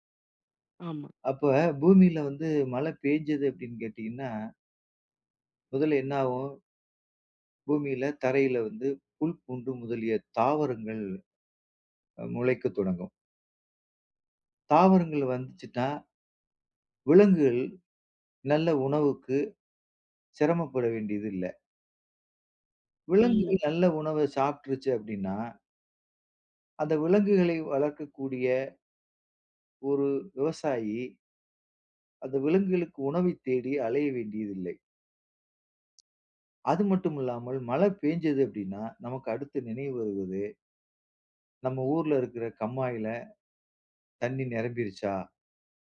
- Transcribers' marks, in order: "வந்ததுச்சுன்னா" said as "வந்ததுச்சுட்டா"; other background noise
- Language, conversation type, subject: Tamil, podcast, மழை பூமியைத் தழுவும் போது உங்களுக்கு எந்த நினைவுகள் எழுகின்றன?